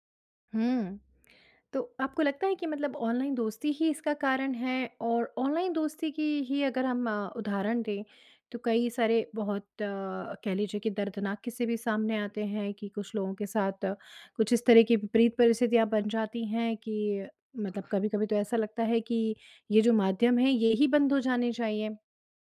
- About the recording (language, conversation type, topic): Hindi, podcast, ऑनलाइन दोस्ती और असली दोस्ती में क्या फर्क लगता है?
- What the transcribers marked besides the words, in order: other background noise